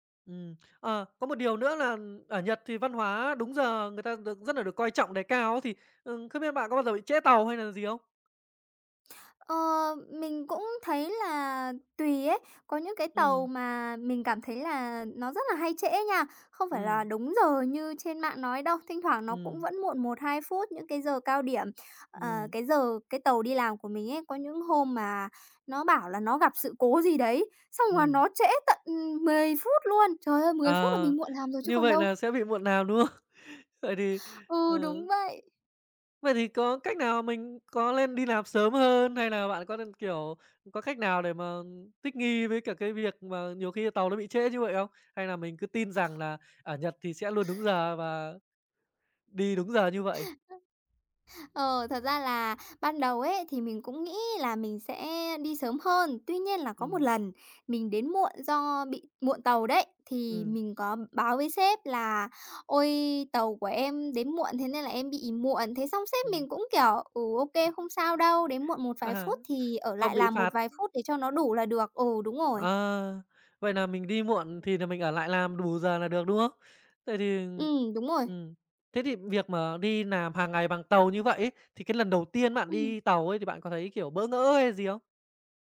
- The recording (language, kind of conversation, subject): Vietnamese, podcast, Bạn có thể kể về một lần bạn bất ngờ trước văn hóa địa phương không?
- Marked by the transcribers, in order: other background noise; "làm" said as "nàm"; tapping; "làm" said as "nàm"